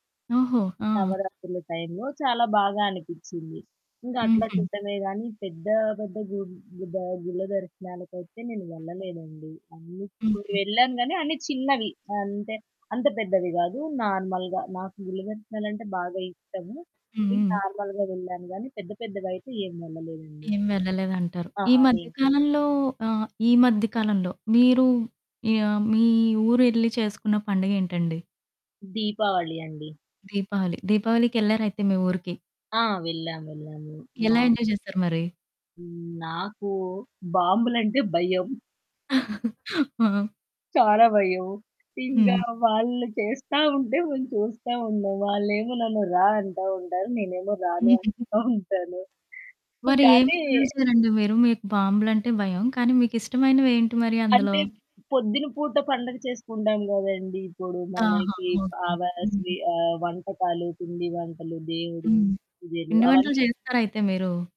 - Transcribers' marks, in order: static; in English: "నార్మల్‌గా"; in English: "నార్మల్‌గా"; in English: "ఎంజాయ్"; giggle; other background noise; chuckle; giggle; giggle
- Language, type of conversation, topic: Telugu, podcast, పల్లెటూరి పండుగల్లో ప్రజలు ఆడే సంప్రదాయ ఆటలు ఏవి?